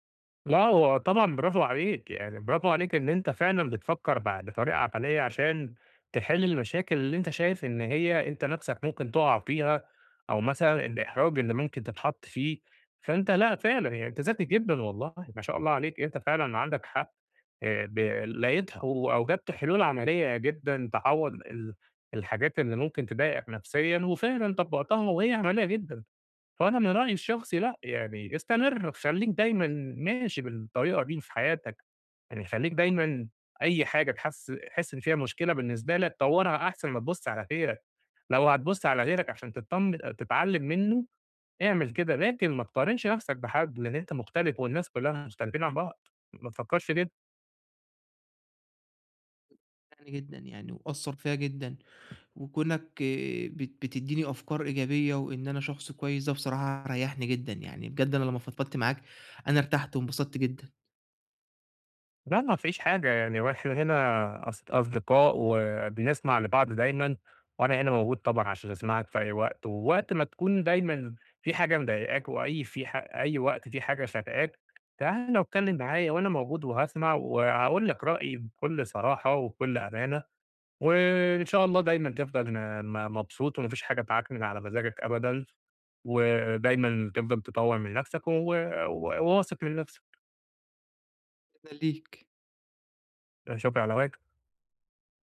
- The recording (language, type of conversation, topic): Arabic, advice, ليه بلاقي نفسي دايمًا بقارن نفسي بالناس وبحس إن ثقتي في نفسي ناقصة؟
- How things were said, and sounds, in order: unintelligible speech; tapping